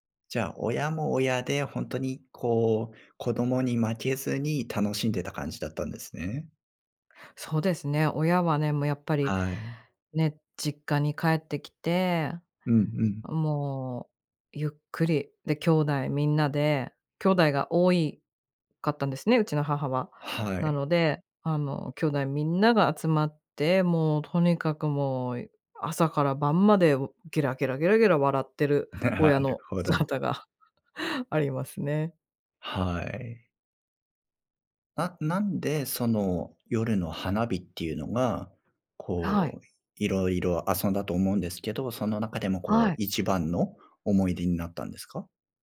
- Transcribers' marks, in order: laughing while speaking: "なるほど"; laughing while speaking: "姿がありますね"
- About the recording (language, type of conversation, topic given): Japanese, podcast, 子どもの頃の一番の思い出は何ですか？